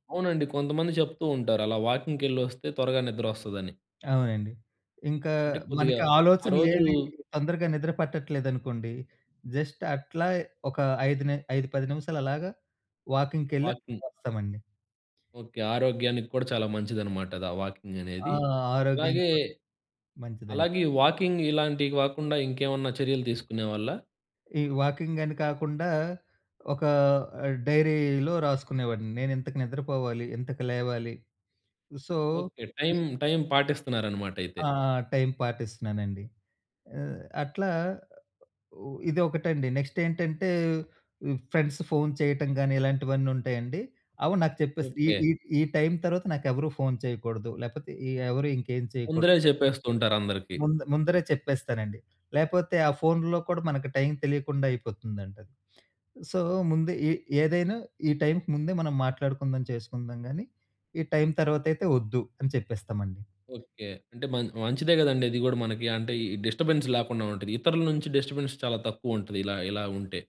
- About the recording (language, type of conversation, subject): Telugu, podcast, నిద్రకు ముందు స్క్రీన్ వాడకాన్ని తగ్గించడానికి మీ సూచనలు ఏమిటి?
- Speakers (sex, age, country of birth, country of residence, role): male, 20-24, India, India, host; male, 35-39, India, India, guest
- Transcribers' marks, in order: in English: "జస్ట్"; in English: "వాకింగ్"; in English: "వాకింగ్"; in English: "వాకింగ్"; in English: "డైరీలో"; in English: "సో"; other background noise; in English: "నెక్స్ట్"; in English: "ఫ్రెండ్స్"; in English: "సో"; in English: "డిస్టర్బెన్స్"; in English: "డిస్టర్బెన్స్"